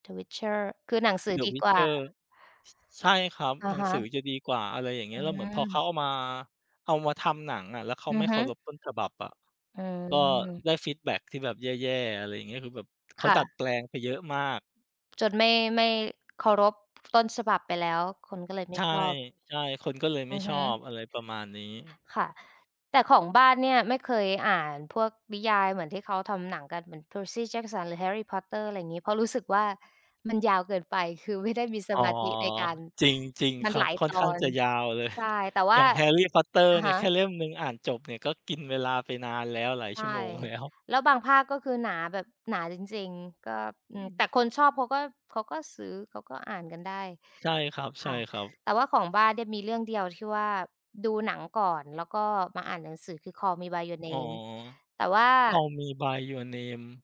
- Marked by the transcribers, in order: tapping; other background noise; chuckle; laughing while speaking: "แล้ว"; "เนี่ย" said as "เดี่ย"
- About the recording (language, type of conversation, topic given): Thai, unstructured, คุณชอบอ่านหนังสือหรือดูหนังมากกว่ากัน และเพราะอะไร?